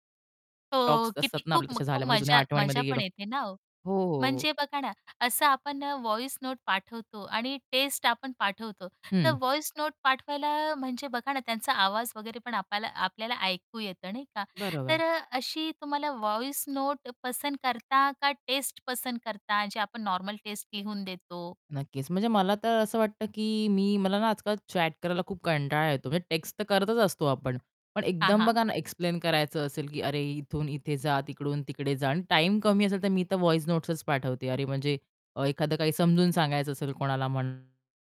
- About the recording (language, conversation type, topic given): Marathi, podcast, तुम्हाला मजकुराऐवजी ध्वनिसंदेश पाठवायला का आवडते?
- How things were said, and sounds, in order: other background noise; unintelligible speech; tapping; in English: "व्हॉईस नोट"; in English: "व्हॉईस नोट"; in English: "व्हॉईस नोट"; "पसंत" said as "पसंद"; "पसंत" said as "पसंद"; static; in English: "चॅट"; in English: "व्हॉईस नोटसचं"; distorted speech